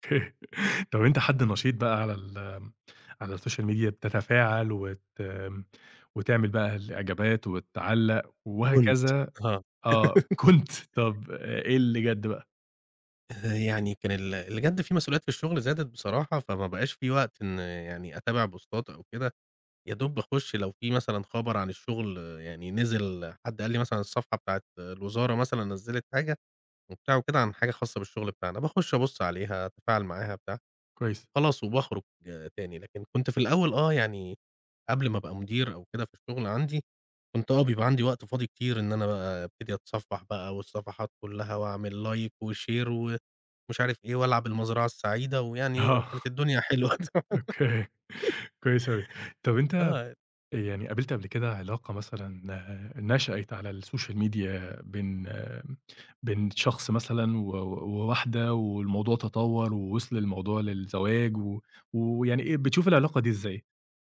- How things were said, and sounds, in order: chuckle; in English: "الSocial Media"; laughing while speaking: "كنت"; giggle; in English: "بوستات"; in English: "like وshare"; laughing while speaking: "آه"; laugh; in English: "الSocial Media"
- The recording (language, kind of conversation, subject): Arabic, podcast, إيه رأيك في تأثير السوشيال ميديا على العلاقات؟